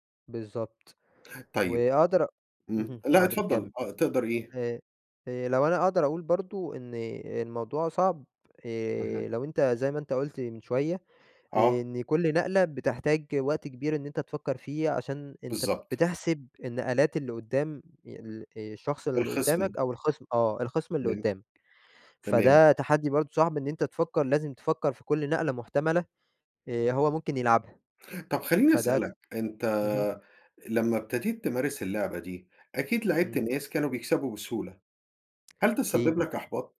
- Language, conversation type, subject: Arabic, podcast, إيه أكبر تحدّي واجهك في هوايتك؟
- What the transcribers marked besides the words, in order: tapping